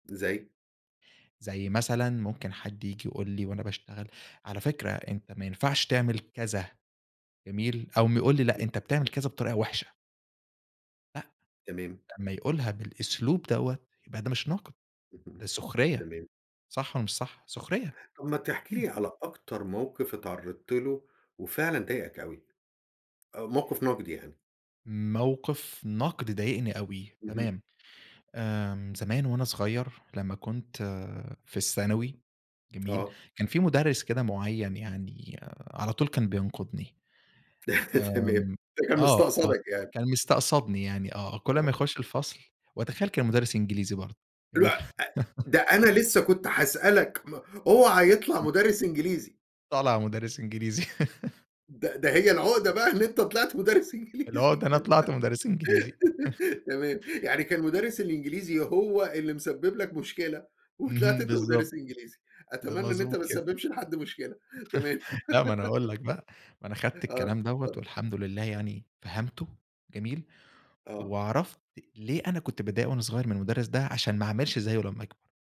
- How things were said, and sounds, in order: other noise; tapping; laugh; unintelligible speech; unintelligible speech; chuckle; laugh; other background noise; laughing while speaking: "مُدرّس إنجليزي كده تمام"; laugh; chuckle; chuckle; giggle
- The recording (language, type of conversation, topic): Arabic, podcast, إزاي بتتعامل مع النقد بشكل بنّاء؟